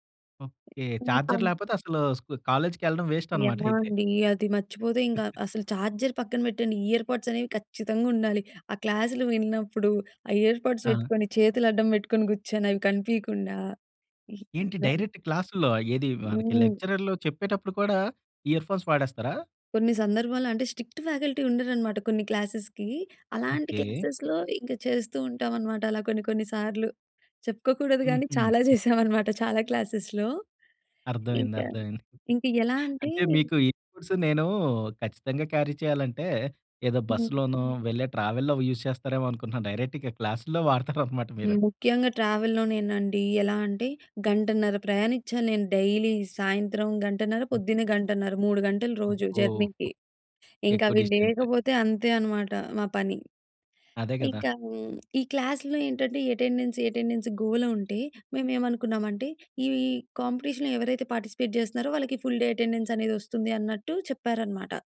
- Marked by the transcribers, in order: other background noise; in English: "చార్జర్"; in English: "వేస్ట్"; chuckle; in English: "చార్జర్"; in English: "ఇయర్‌పోడ్స్"; in English: "ఇయర్‌పొడ్స్"; in English: "డైరెక్ట్"; in English: "ఇయర్ ఫో‌న్స్"; in English: "స్ట్రిక్ట్ ఫ్యాకల్టీ"; in English: "క్లాసెస్‌కి"; in English: "క్లాసెస్‌లో"; other noise; chuckle; in English: "క్లాసెస్‌లో"; giggle; in English: "గూడ్స్"; in English: "క్యారీ"; in English: "యూజ్"; in English: "డైరెక్ట్"; in English: "డైలీ"; in English: "జర్నీకి"; in English: "క్లాస్‌లో"; in English: "ఎటెండెన్స్, ఎటెండెన్స్"; in English: "కాంపిటీషన్‌లో"; in English: "పార్టిసిపేట్"; in English: "ఫుల్‌డే ఎటెండెన్స్"
- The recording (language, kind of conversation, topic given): Telugu, podcast, స్వీయాభివృద్ధిలో మార్గదర్శకుడు లేదా గురువు పాత్ర మీకు ఎంత ముఖ్యంగా అనిపిస్తుంది?